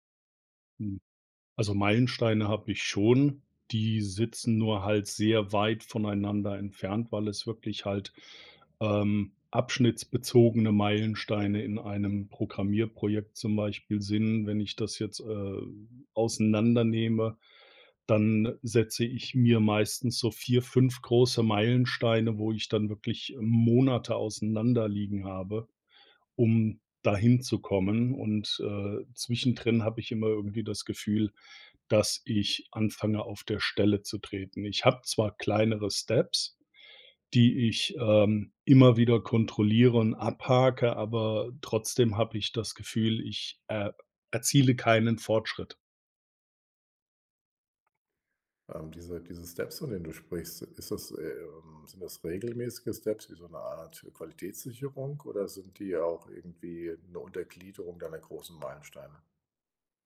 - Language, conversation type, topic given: German, advice, Wie kann ich Fortschritte bei gesunden Gewohnheiten besser erkennen?
- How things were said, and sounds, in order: in English: "Steps"